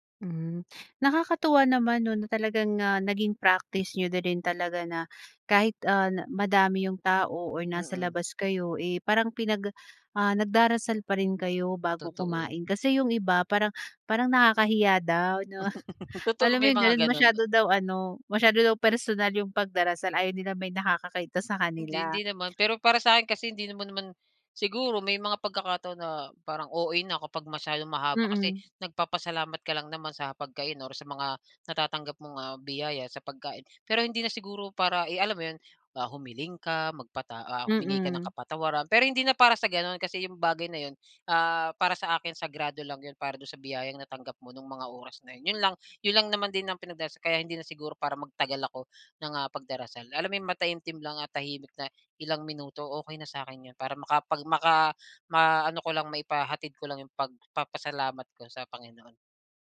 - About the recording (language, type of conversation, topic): Filipino, podcast, Ano ang kahalagahan sa inyo ng pagdarasal bago kumain?
- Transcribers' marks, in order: other background noise; dog barking; laugh; fan